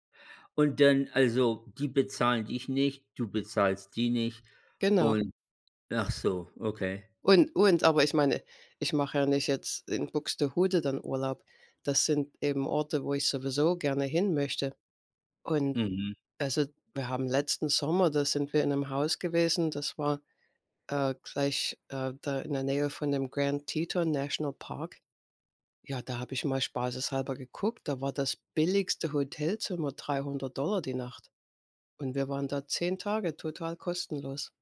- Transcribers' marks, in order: none
- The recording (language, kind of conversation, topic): German, unstructured, Wie sparst du am liebsten Geld?